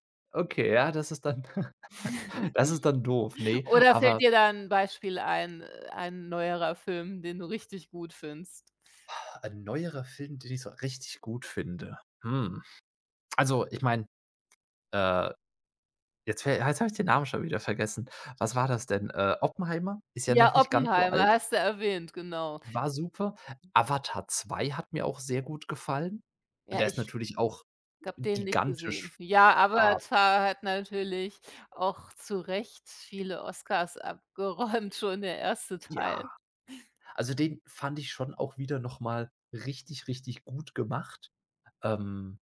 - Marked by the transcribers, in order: chuckle; other background noise; exhale; laughing while speaking: "abgeräumt"
- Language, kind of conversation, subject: German, unstructured, Was macht eine gute Filmgeschichte spannend?